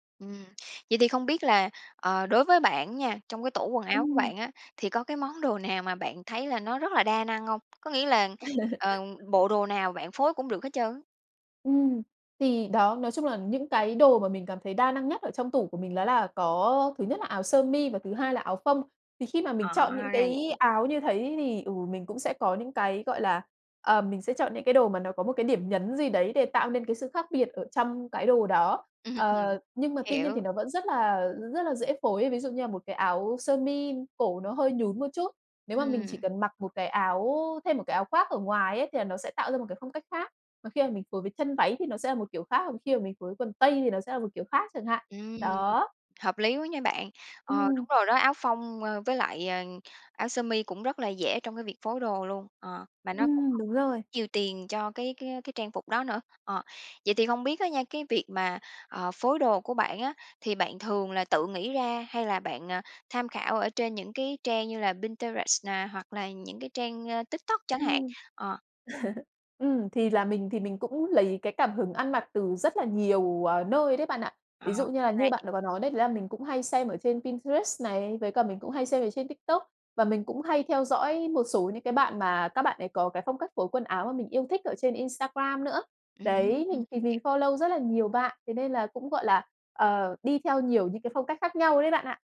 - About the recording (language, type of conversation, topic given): Vietnamese, podcast, Bạn có bí quyết nào để mặc đẹp mà vẫn tiết kiệm trong điều kiện ngân sách hạn chế không?
- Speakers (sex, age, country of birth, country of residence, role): female, 30-34, Vietnam, Malaysia, guest; female, 30-34, Vietnam, Vietnam, host
- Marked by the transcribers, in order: tsk; other background noise; laugh; tapping; background speech; laugh; in English: "follow"